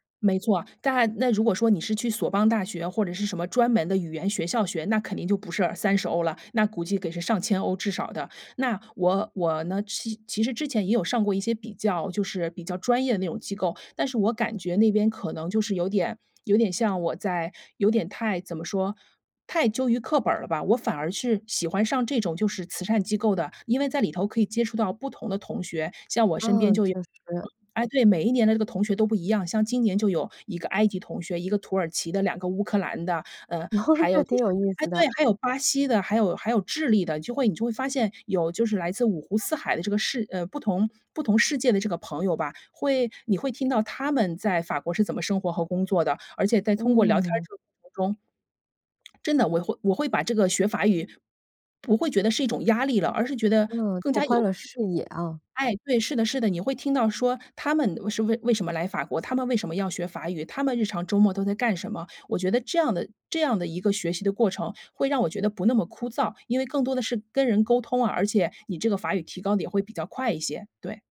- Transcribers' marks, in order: "得是" said as "给是"; laugh
- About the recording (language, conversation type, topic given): Chinese, podcast, 有哪些方式能让学习变得有趣？